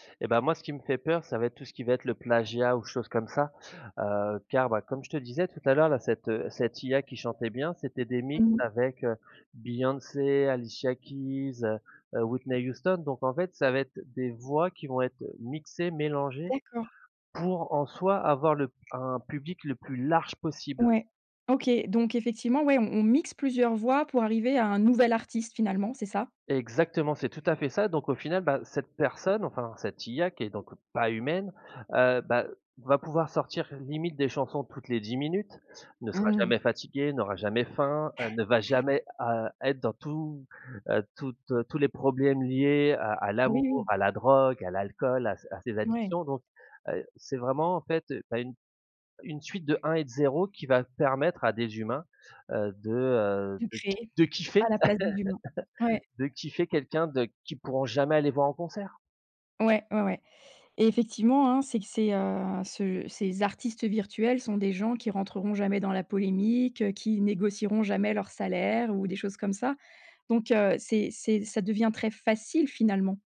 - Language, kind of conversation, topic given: French, podcast, Comment repères-tu si une source d’information est fiable ?
- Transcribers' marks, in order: chuckle; laugh